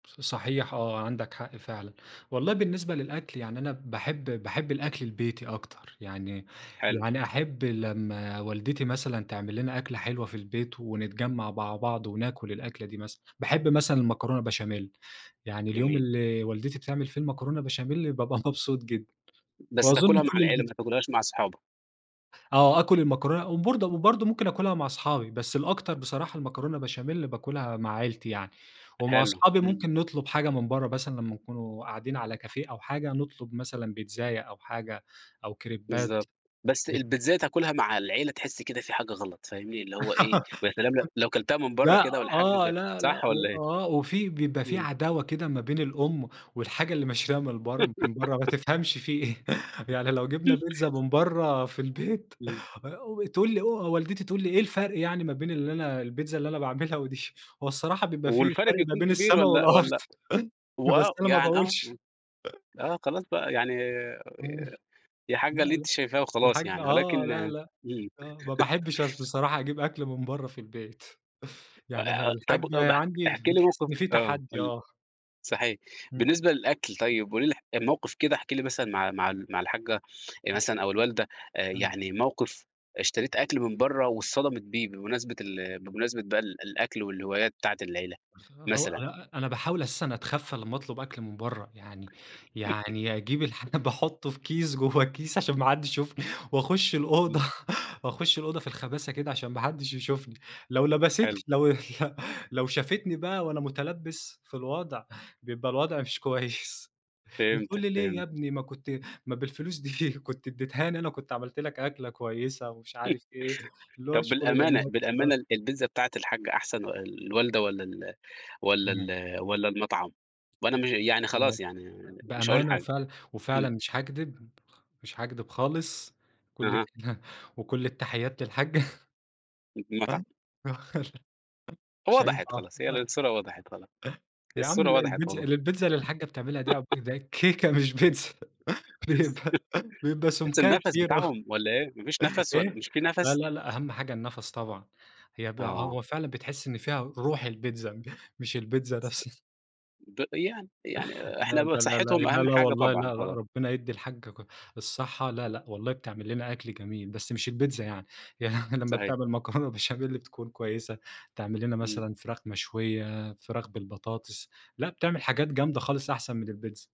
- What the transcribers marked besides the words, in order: tapping; laughing while speaking: "بابقى مبسوط جدًا"; in French: "كافيه"; laugh; other noise; laughing while speaking: "ما تفهمش في إيه"; laugh; laugh; laughing while speaking: "والأرض، بس أنا ما باقولش"; laugh; unintelligible speech; unintelligible speech; other background noise; laugh; laughing while speaking: "باحطه في كيس جوّه الكيس … ما حدش يشوفني"; laughing while speaking: "لو ل لو"; laughing while speaking: "بيبقى الوضع مش كويس"; laughing while speaking: "بالفلوس دي كنت اديتهاني أنا"; chuckle; unintelligible speech; unintelligible speech; laughing while speaking: "كل وكل التحيات للحاجّة، مش هينفع"; unintelligible speech; laugh; unintelligible speech; laugh; laugh; laughing while speaking: "كيكة مش بيتزا، بيبقى بيبقى سُمكها كبير أوي"; laugh; laugh; chuckle; chuckle; laughing while speaking: "يعني"
- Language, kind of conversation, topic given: Arabic, podcast, إزاي بتشارك هواياتك مع العيلة أو الصحاب؟